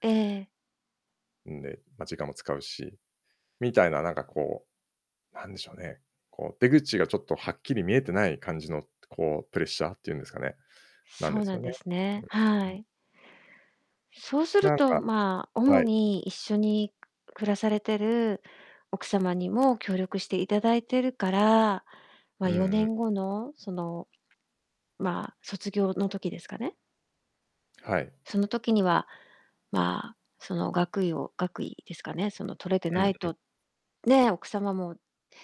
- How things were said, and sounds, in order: distorted speech; tapping
- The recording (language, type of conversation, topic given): Japanese, advice, 仕事で昇進や成果を期待されるプレッシャーをどのように感じていますか？
- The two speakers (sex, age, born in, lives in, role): female, 50-54, Japan, Japan, advisor; male, 50-54, Japan, Japan, user